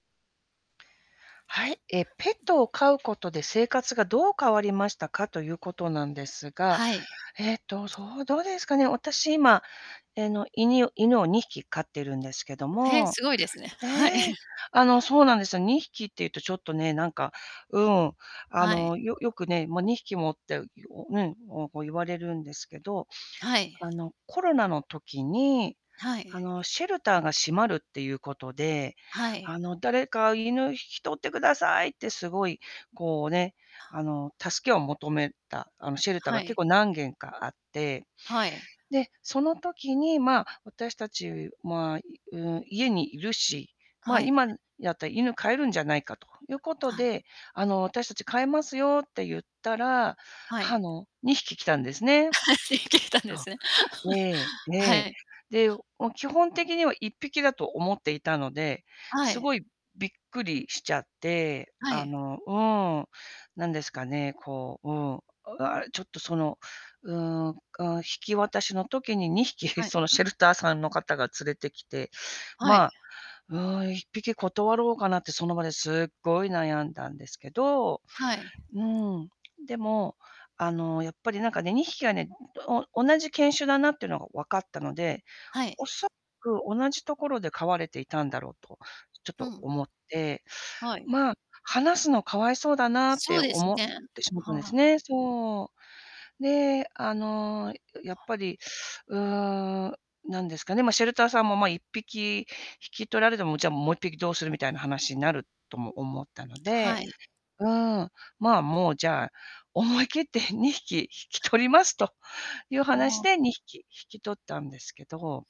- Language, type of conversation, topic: Japanese, unstructured, ペットを飼い始めてから、生活はどのように変わりましたか？
- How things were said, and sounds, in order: other background noise; tapping; giggle; background speech; laughing while speaking: "にひき いたんですね"; distorted speech; laughing while speaking: "にひき"; laughing while speaking: "思い切って にひき 引き取ります"